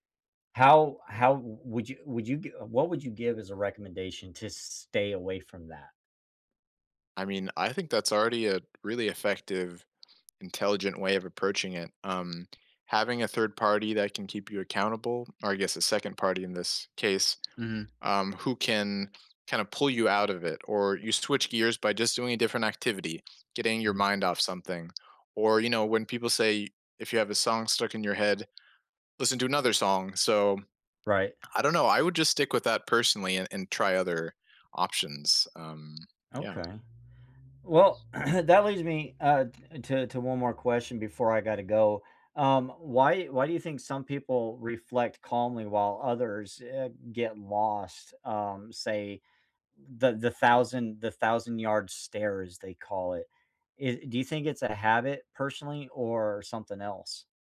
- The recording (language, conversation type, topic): English, unstructured, How can you make time for reflection without it turning into rumination?
- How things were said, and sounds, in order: tapping; other background noise; other street noise; throat clearing